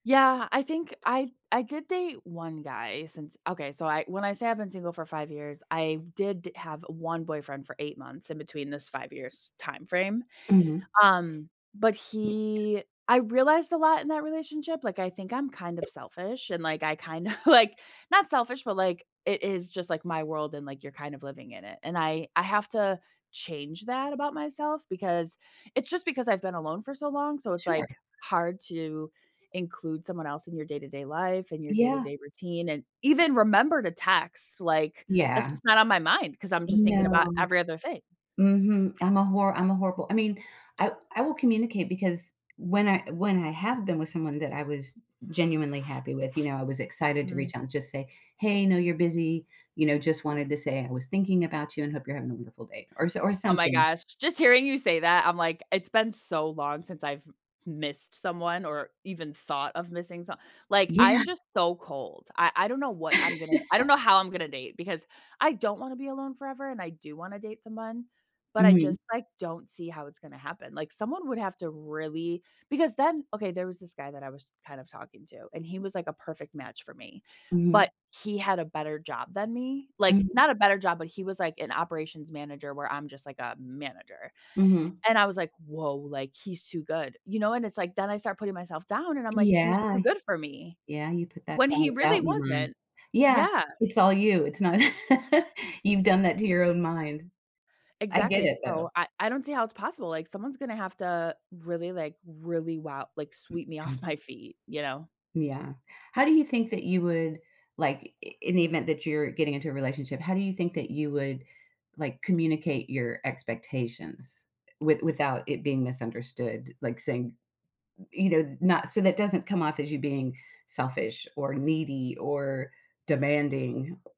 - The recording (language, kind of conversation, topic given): English, unstructured, What are some healthy ways to talk about expectations with your partner?
- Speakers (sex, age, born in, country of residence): female, 35-39, United States, United States; female, 55-59, United States, United States
- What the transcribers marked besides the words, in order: other background noise; tapping; drawn out: "he"; laughing while speaking: "kinda like"; laugh; laugh; throat clearing; laughing while speaking: "off"